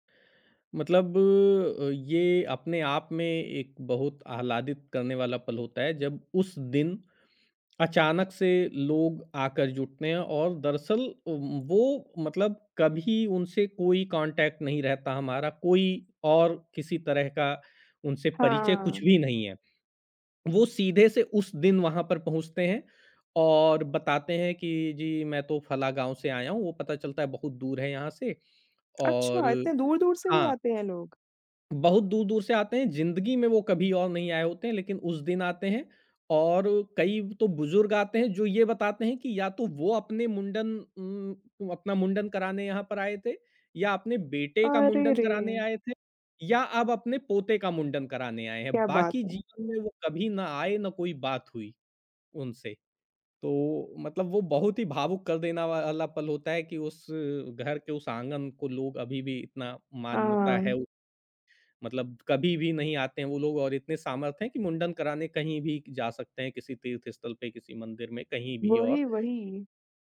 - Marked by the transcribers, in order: in English: "कॉन्टैक्ट"; tapping
- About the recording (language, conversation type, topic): Hindi, podcast, आपके परिवार की सबसे यादगार परंपरा कौन-सी है?